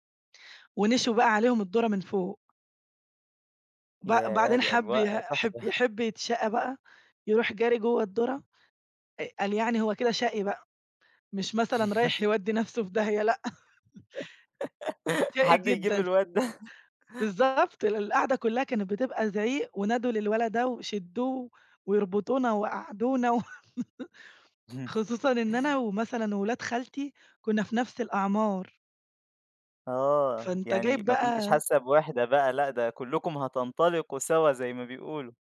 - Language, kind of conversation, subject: Arabic, podcast, إيه ذكريات الطفولة المرتبطة بالأكل اللي لسه فاكراها؟
- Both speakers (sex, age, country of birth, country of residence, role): female, 20-24, Egypt, Greece, guest; male, 20-24, Egypt, Egypt, host
- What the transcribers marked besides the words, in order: chuckle; chuckle; laugh; giggle; laughing while speaking: "حد يجيب الواد ده"; laugh; laugh; chuckle